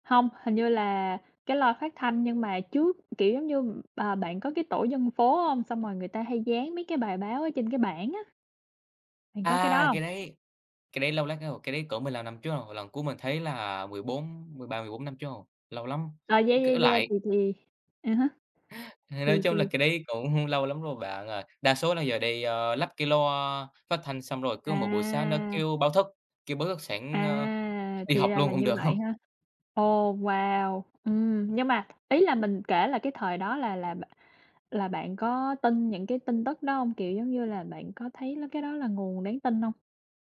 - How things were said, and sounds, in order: tapping; inhale; other background noise; laughing while speaking: "cũng"
- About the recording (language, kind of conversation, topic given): Vietnamese, unstructured, Bạn có tin tưởng các nguồn tin tức không, và vì sao?